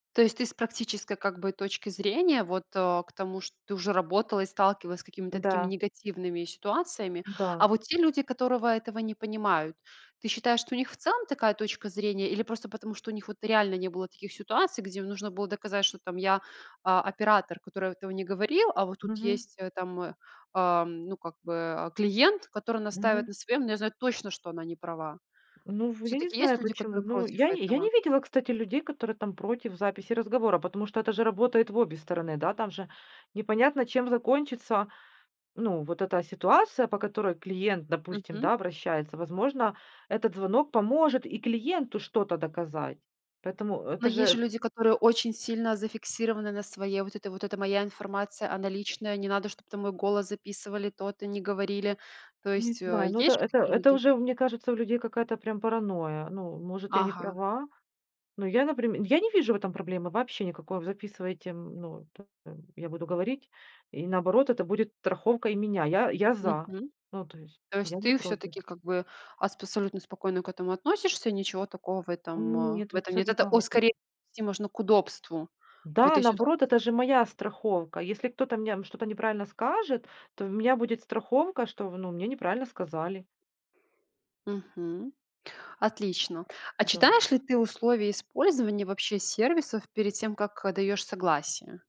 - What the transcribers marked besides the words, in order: "абсолютно" said as "аспасолютно"; "мне" said as "мням"
- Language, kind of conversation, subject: Russian, podcast, Где, по‑твоему, проходит рубеж между удобством и слежкой?